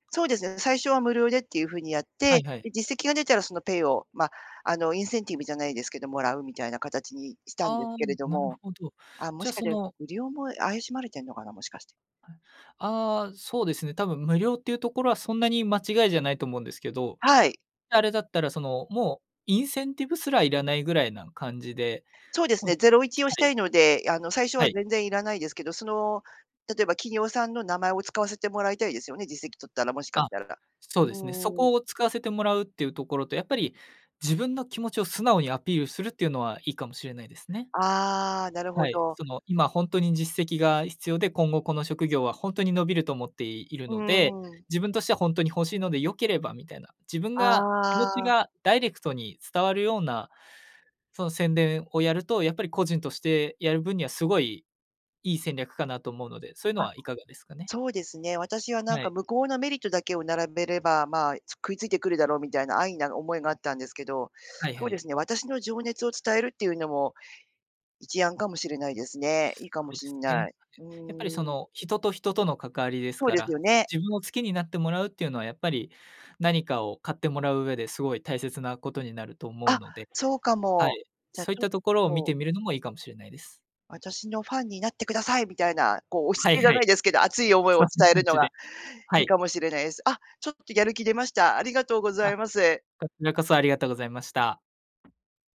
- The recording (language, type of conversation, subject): Japanese, advice, 小さな失敗で目標を諦めそうになるとき、どうすれば続けられますか？
- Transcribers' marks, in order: none